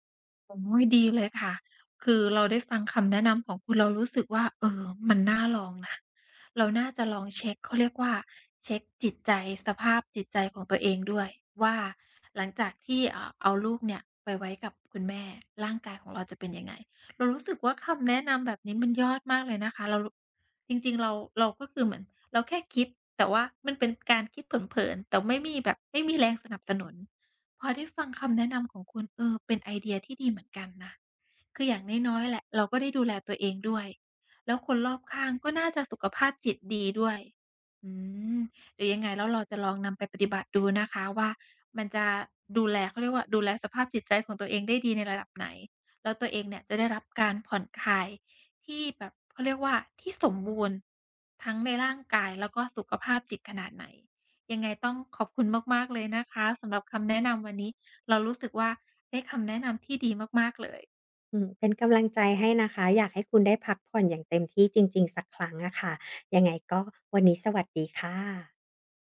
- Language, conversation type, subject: Thai, advice, ความเครียดทำให้พักผ่อนไม่ได้ ควรผ่อนคลายอย่างไร?
- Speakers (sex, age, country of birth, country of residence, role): female, 35-39, Thailand, Thailand, user; female, 40-44, Thailand, Thailand, advisor
- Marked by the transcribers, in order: tapping; drawn out: "อืม"; other background noise